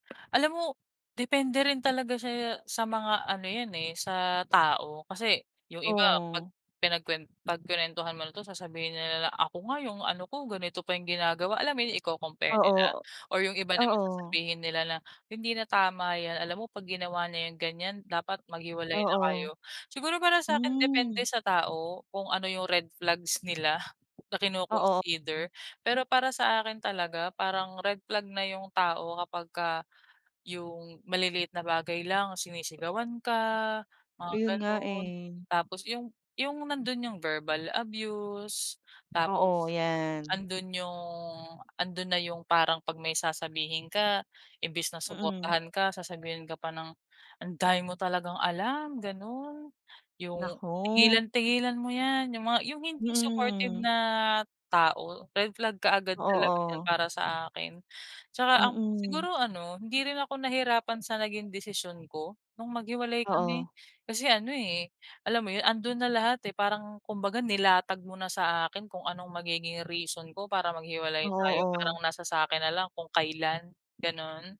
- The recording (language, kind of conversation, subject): Filipino, podcast, Paano mo malalaman kung tama ang isang relasyon para sa’yo?
- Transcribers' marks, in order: other background noise